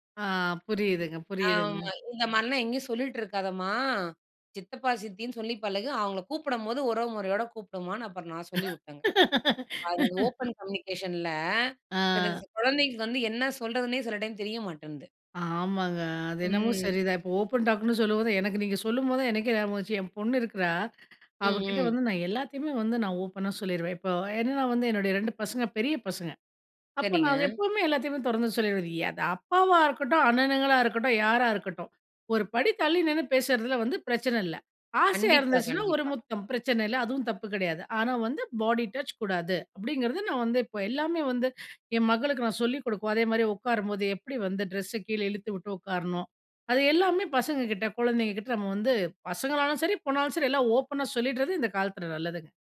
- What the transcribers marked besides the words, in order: laugh; in English: "ஓப்பன் கம்யூனிகேஷன்ல"; in English: "ஓப்பன் டாக்ன்னு"; in English: "ஓப்பனா"; in English: "பாடி டச்"; in English: "ஓப்பனா"
- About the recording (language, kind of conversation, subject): Tamil, podcast, திறந்த மனத்துடன் எப்படிப் பயனுள்ளதாகத் தொடர்பு கொள்ளலாம்?